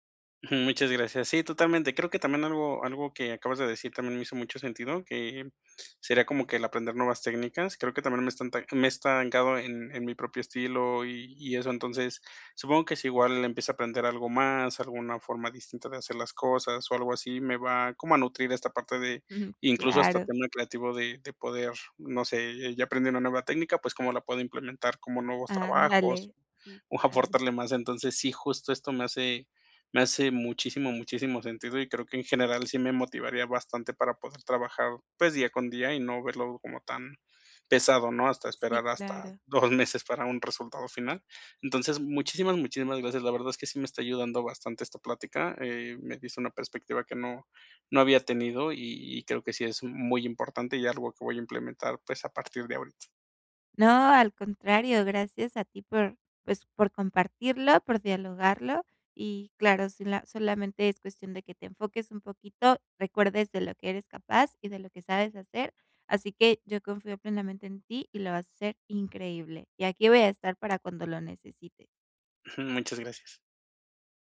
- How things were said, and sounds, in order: other background noise
- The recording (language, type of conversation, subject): Spanish, advice, ¿Cómo puedo mantenerme motivado cuando mi progreso se estanca?